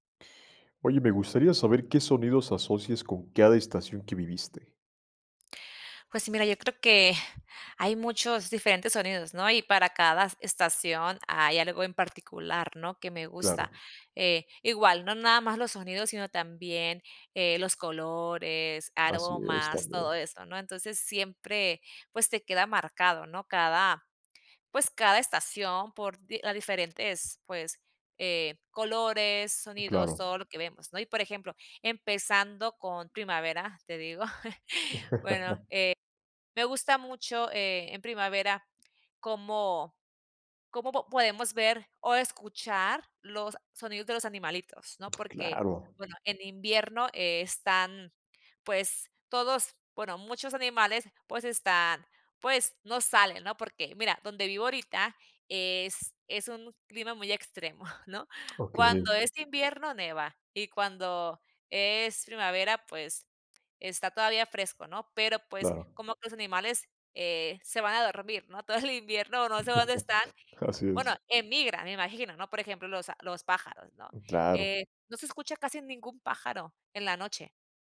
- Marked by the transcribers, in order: other background noise; laugh; chuckle; chuckle; "nieva" said as "neva"; laughing while speaking: "todo"; tapping; chuckle
- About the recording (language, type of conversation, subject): Spanish, podcast, ¿Qué sonidos asocias con cada estación que has vivido?